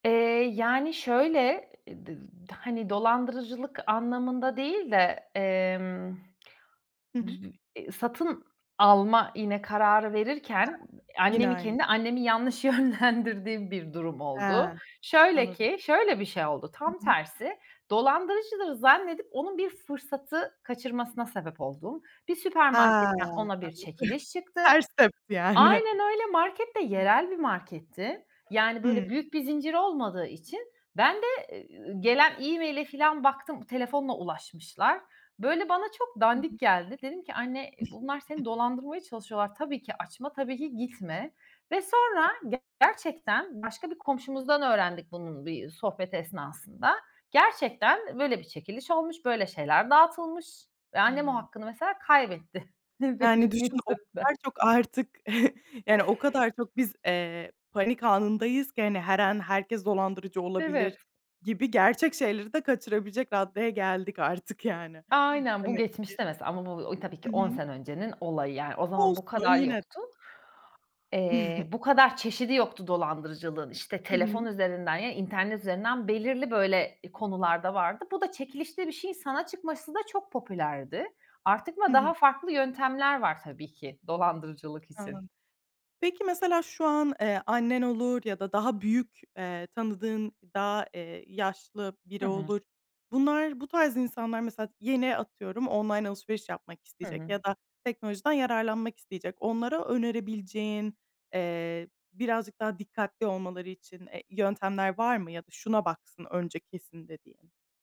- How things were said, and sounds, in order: laughing while speaking: "yönlendirdiğim"; unintelligible speech; other background noise; unintelligible speech; laughing while speaking: "benim yüzümden"; chuckle; tapping; chuckle
- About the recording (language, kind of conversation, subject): Turkish, podcast, İnternette dolandırıcılığı nasıl fark edersin?